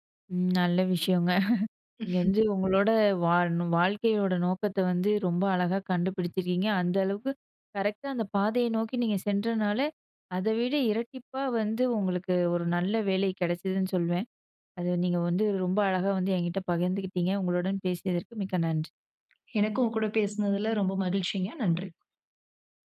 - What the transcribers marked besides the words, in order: chuckle; laughing while speaking: "ம்"
- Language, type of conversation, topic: Tamil, podcast, நீங்கள் வாழ்க்கையின் நோக்கத்தை எப்படிக் கண்டுபிடித்தீர்கள்?